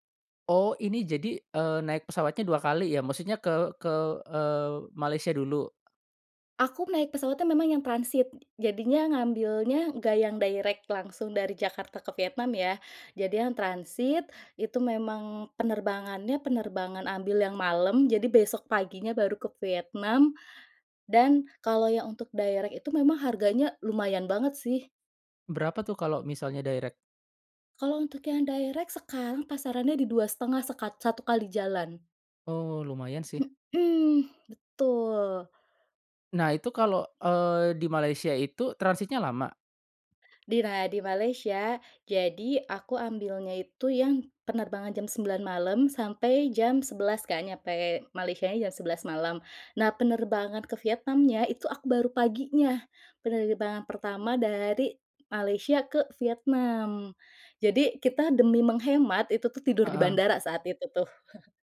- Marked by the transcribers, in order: other background noise; in English: "direct"; in English: "direct"; in English: "direct?"; in English: "direct"; tapping; chuckle
- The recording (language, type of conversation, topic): Indonesian, podcast, Tips apa yang kamu punya supaya perjalanan tetap hemat, tetapi berkesan?
- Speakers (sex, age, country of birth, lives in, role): female, 35-39, Indonesia, Indonesia, guest; male, 35-39, Indonesia, Indonesia, host